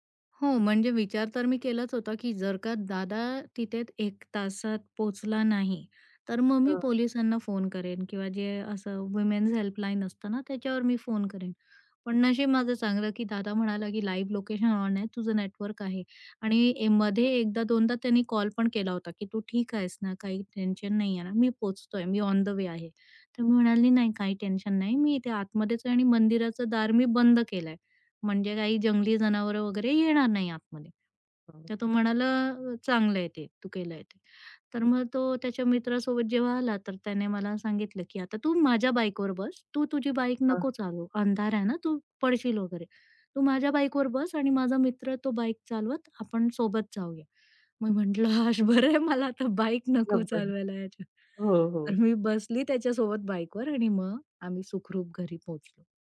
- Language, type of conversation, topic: Marathi, podcast, रात्री वाट चुकल्यावर सुरक्षित राहण्यासाठी तू काय केलंस?
- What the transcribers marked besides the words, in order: in English: "लाईव्ह लोकेशन ऑन"; other background noise; in English: "ऑन द वे"; tapping; laughing while speaking: "आज बरं मला आता बाईक नको चालवायला याच्या"; unintelligible speech